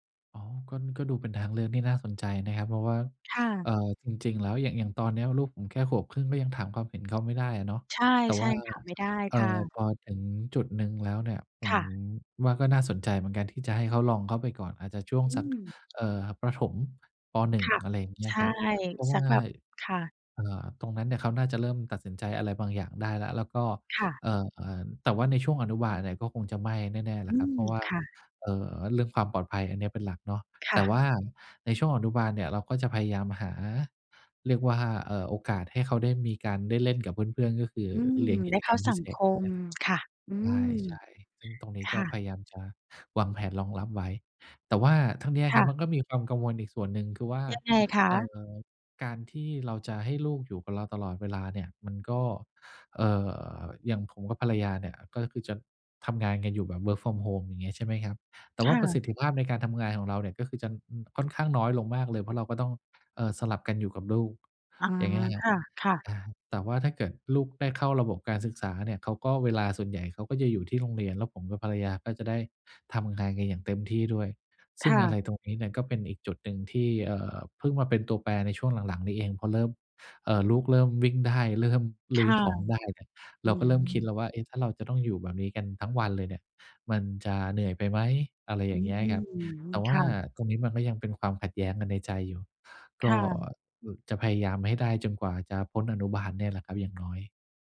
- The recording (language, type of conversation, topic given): Thai, advice, ฉันจะตัดสินใจเรื่องสำคัญของตัวเองอย่างไรโดยไม่ปล่อยให้แรงกดดันจากสังคมมาชี้นำ?
- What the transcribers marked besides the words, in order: tapping; in English: "work from home"